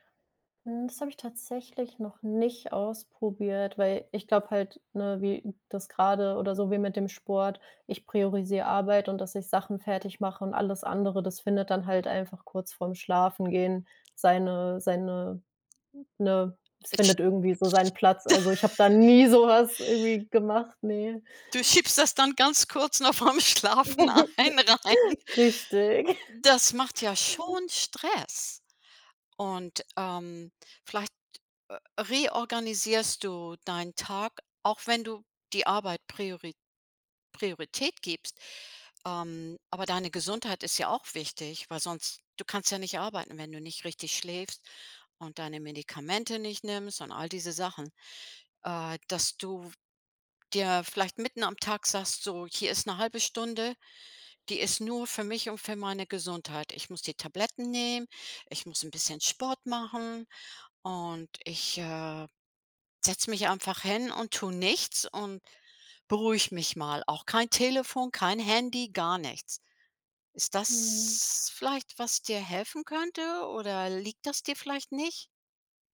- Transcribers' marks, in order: other background noise; laugh; laughing while speaking: "vorm Schlafen ein rein"; chuckle; chuckle
- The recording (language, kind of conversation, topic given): German, advice, Warum kann ich nach einem stressigen Tag nur schwer einschlafen?